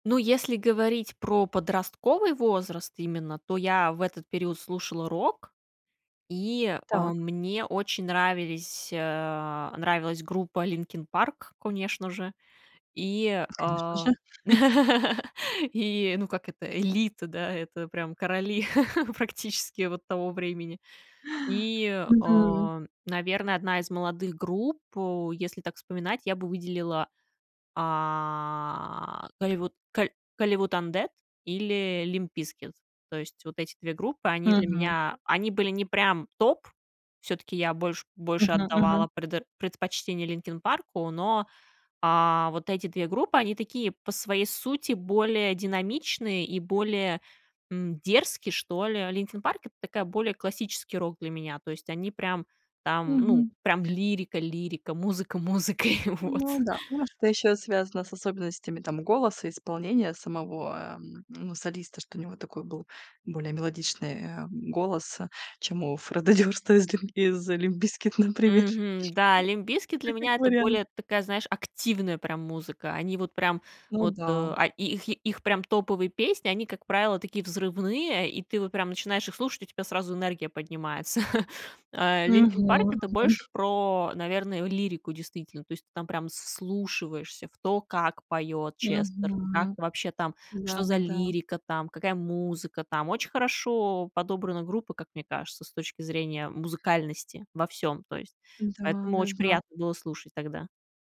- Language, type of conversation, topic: Russian, podcast, Какая музыка формировала твой вкус в юности?
- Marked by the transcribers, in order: laugh; chuckle; tapping; chuckle; grunt; other background noise; laughing while speaking: "музыкой. Вот"; laughing while speaking: "Дёрста из ль из Limp Bizkit, например"; laugh; chuckle